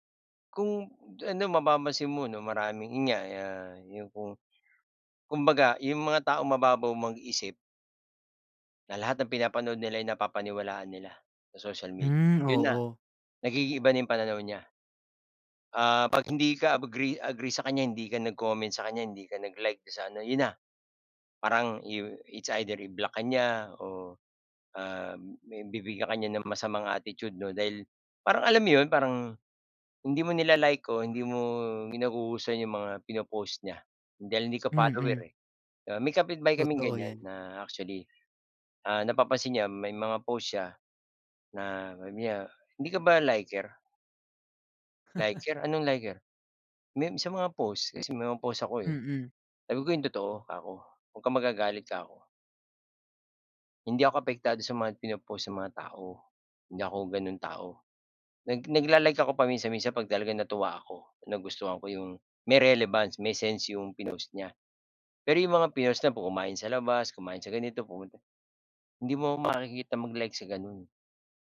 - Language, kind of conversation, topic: Filipino, unstructured, Ano ang palagay mo sa labis na paggamit ng midyang panlipunan bilang libangan?
- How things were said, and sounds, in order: other background noise; tapping; chuckle